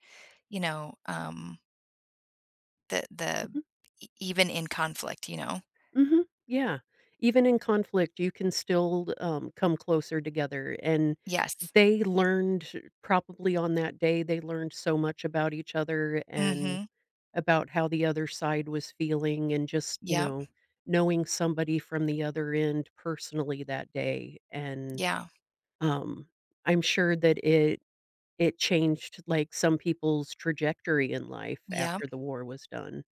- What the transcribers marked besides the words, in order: tapping
- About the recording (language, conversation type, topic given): English, unstructured, How has conflict unexpectedly brought people closer?
- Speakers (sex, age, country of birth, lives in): female, 45-49, United States, United States; female, 50-54, United States, United States